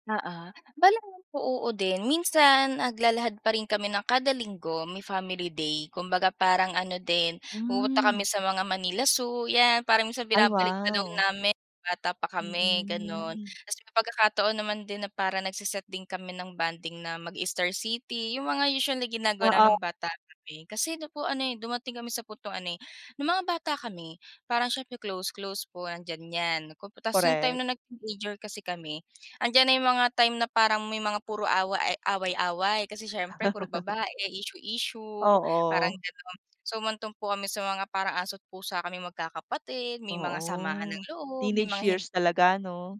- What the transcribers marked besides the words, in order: unintelligible speech; tapping; other background noise; laugh
- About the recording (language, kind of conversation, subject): Filipino, podcast, Paano kayo naglalaan ng oras na talagang magkakasama bilang pamilya?
- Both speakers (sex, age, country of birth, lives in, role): female, 25-29, Philippines, Philippines, guest; female, 40-44, Philippines, Philippines, host